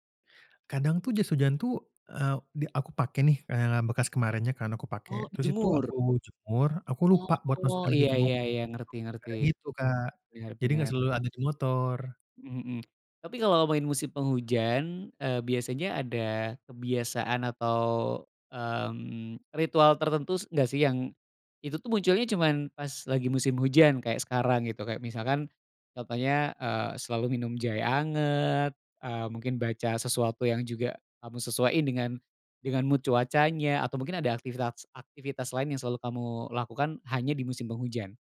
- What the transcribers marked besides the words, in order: tapping; in English: "mood"
- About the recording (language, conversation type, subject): Indonesian, podcast, Bagaimana musim hujan memengaruhi keseharianmu?